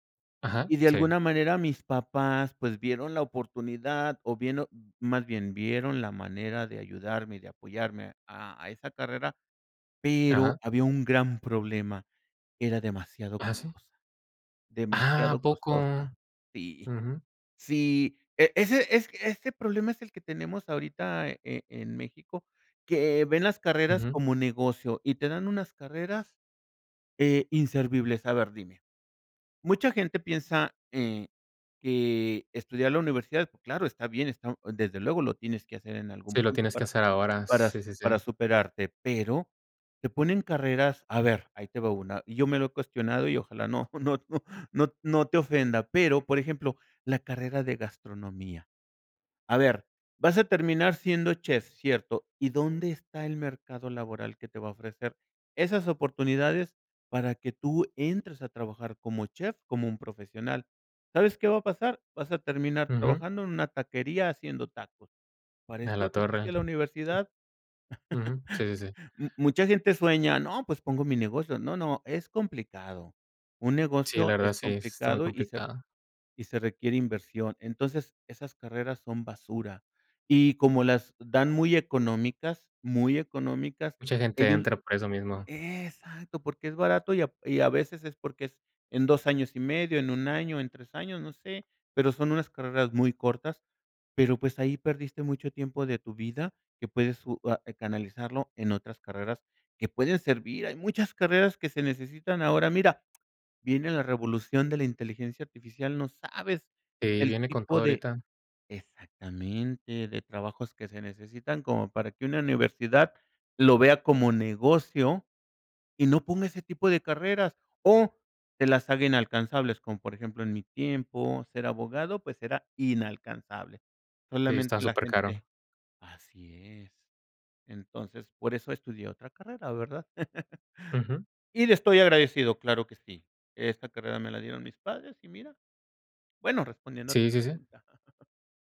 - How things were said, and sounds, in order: laughing while speaking: "no"; other background noise; chuckle; chuckle; chuckle
- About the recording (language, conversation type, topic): Spanish, podcast, ¿Cómo decides entre la seguridad laboral y tu pasión profesional?